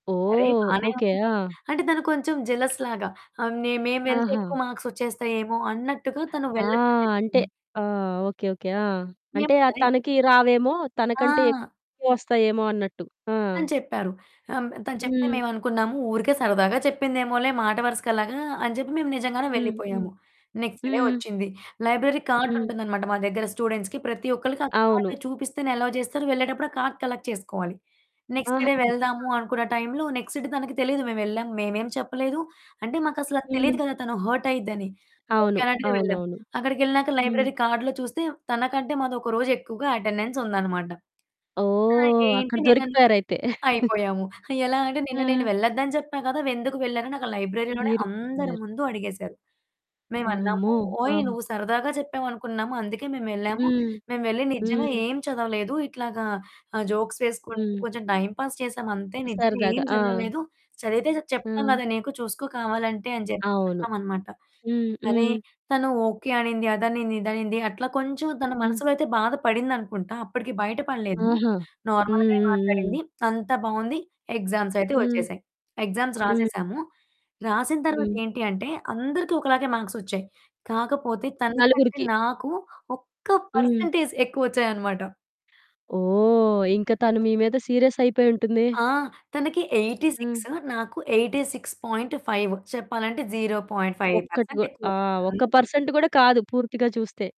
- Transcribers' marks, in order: static; in English: "జెలస్‌లాగా"; distorted speech; in English: "నెక్స్ట్ డే"; in English: "లైబ్రరీ"; in English: "స్టూడెంట్స్‌కి"; in English: "కార్డ్"; in English: "ఎలోవ్"; unintelligible speech; in English: "కార్డ్ కలెక్ట్"; in English: "నెక్స్ట్ డే"; in English: "నెక్స్ట్ డే"; in English: "లైబ్రరీ కార్డ్‌లో"; chuckle; other background noise; in English: "లైబ్రరీలోనే"; in English: "జోక్స్"; in English: "టైమ్ పాస్"; in English: "నార్మల్‌గానే"; in English: "ఎగ్జామ్స్"; in English: "పర్సంటేజ్"; in English: "ఎయిటీ సిక్స్"; in English: "ఎయిటీ సిక్స్ పాయింట్ ఫైవ్"; in English: "జీరో పాయింట్ ఫైవ్"; in English: "పర్సంట్"
- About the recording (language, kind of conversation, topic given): Telugu, podcast, రెండో అవకాశం ఇస్తున్నప్పుడు మీకు ఏ విషయాలు ముఖ్యంగా అనిపిస్తాయి?
- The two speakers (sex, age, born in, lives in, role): female, 20-24, India, India, guest; female, 30-34, India, India, host